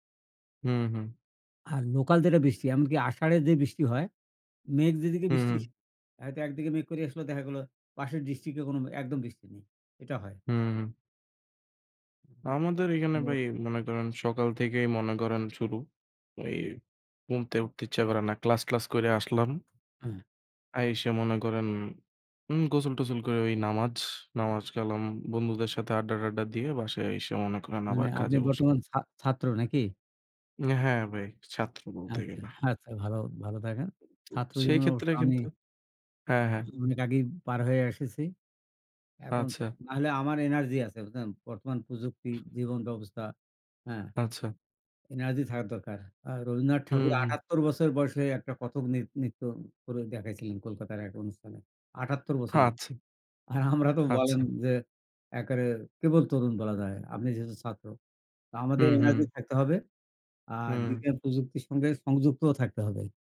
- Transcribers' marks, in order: unintelligible speech
- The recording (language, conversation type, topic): Bengali, unstructured, শিক্ষায় প্রযুক্তির ব্যবহার কীভাবে পরিবর্তন এনেছে?